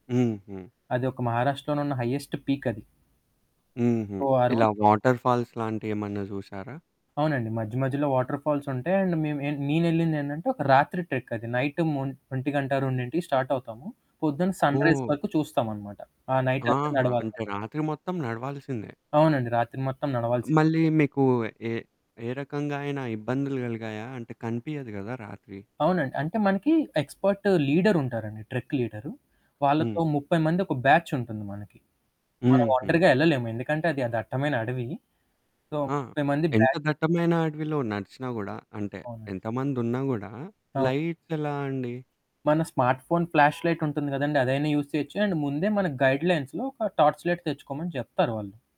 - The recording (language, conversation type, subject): Telugu, podcast, స్మార్ట్‌ఫోన్ లేకుండా మీరు ఒక రోజు ఎలా గడుపుతారు?
- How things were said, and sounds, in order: static; in English: "పీక్"; in English: "వాటర్‌ఫాల్స్"; in English: "వాటర్‌ఫాల్స్"; in English: "అండ్"; in English: "ట్రెక్"; in English: "స్టార్ట్"; in English: "సన్‌రైజ్"; distorted speech; in English: "ట్రెక్"; in English: "బ్యాచ్"; in English: "సో"; in English: "బ్యాచ్"; in English: "లైట్స్"; in English: "స్మార్ట్ ఫోన్ ఫ్లాష్‌లైట్"; horn; in English: "యూజ్"; in English: "అండ్"; in English: "గైడ్‌లైన్స్‌లో"; in English: "టార్చలైట్"